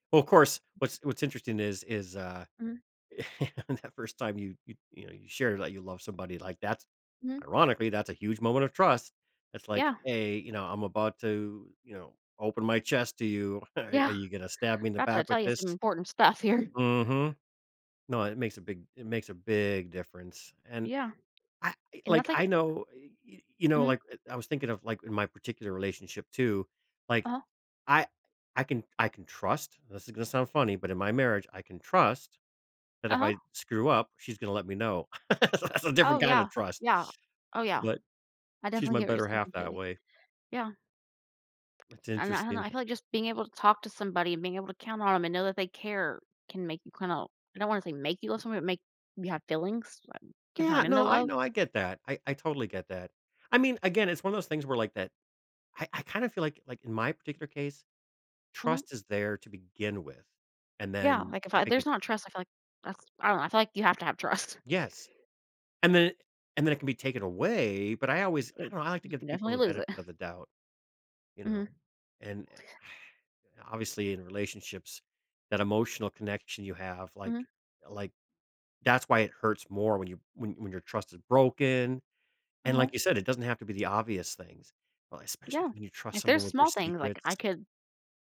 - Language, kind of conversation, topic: English, unstructured, How important is trust compared to love in building a lasting relationship?
- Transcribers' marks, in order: other background noise; chuckle; laughing while speaking: "that"; chuckle; laughing while speaking: "here"; tapping; laugh; laughing while speaking: "That's a"; scoff; sigh